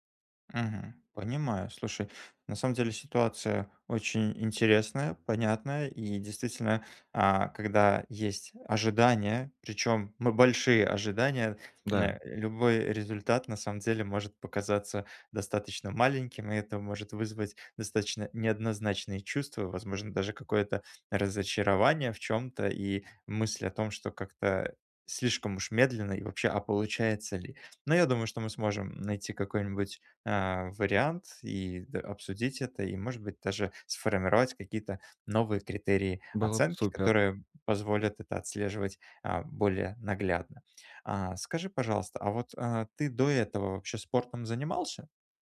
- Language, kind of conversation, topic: Russian, advice, Как мне регулярно отслеживать прогресс по моим целям?
- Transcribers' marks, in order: tapping